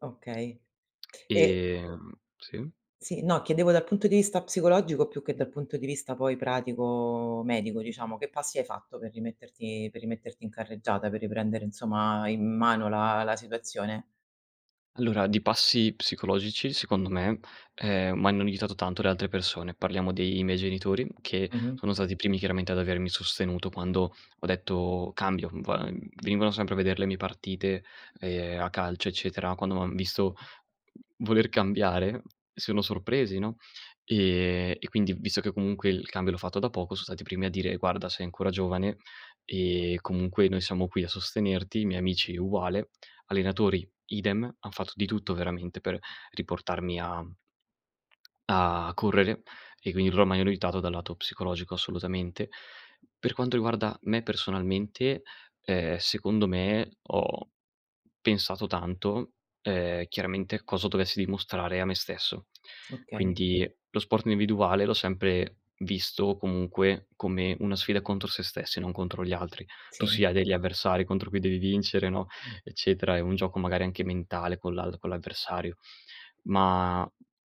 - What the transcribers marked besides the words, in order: "sono" said as "ono"; "loro" said as "ro"
- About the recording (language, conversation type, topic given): Italian, podcast, Raccontami di un fallimento che si è trasformato in un'opportunità?
- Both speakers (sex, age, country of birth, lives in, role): female, 35-39, Italy, Italy, host; male, 20-24, Italy, Italy, guest